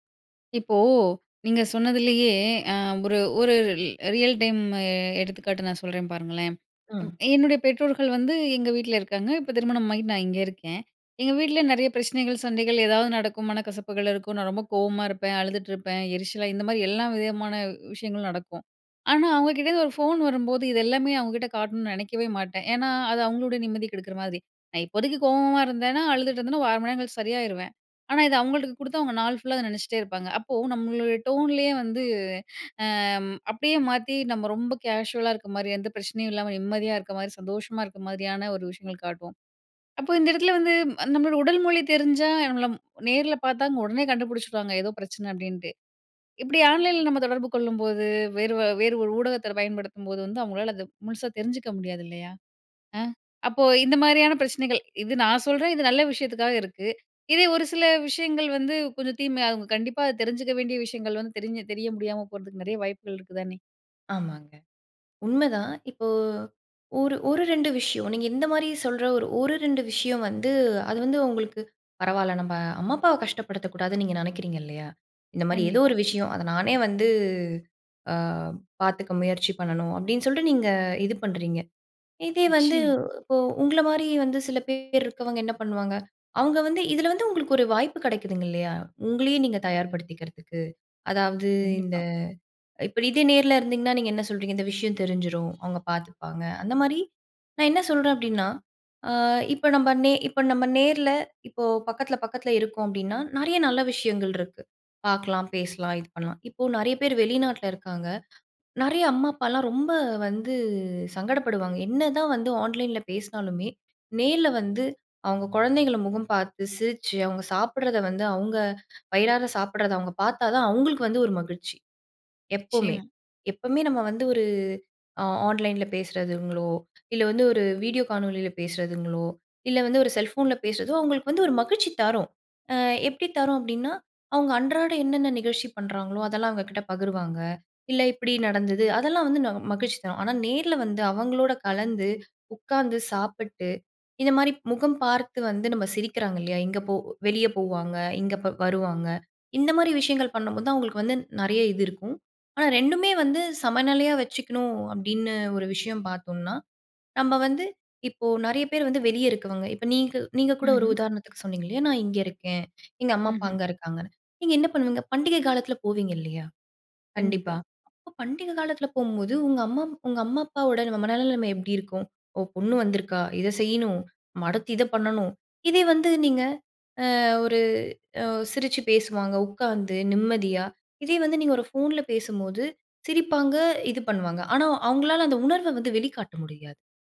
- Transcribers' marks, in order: in English: "ரியல் டைம்மு"; in English: "டோன்லயே"; drawn out: "அ"; in English: "கேஷுவலா"; "நம்மள" said as "நம்"; anticipating: "இதே ஒரு சில விஷயங்கள் வந்து … நிறைய வாய்ப்புகள் இருக்குதானே?"; other background noise; anticipating: "நீங்க என்ன பண்ணுவீங்க? பண்டிகை காலத்தில போவீங்க இல்லையா?"
- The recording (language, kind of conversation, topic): Tamil, podcast, ஆன்லைன் மற்றும் நேரடி உறவுகளுக்கு சீரான சமநிலையை எப்படி பராமரிப்பது?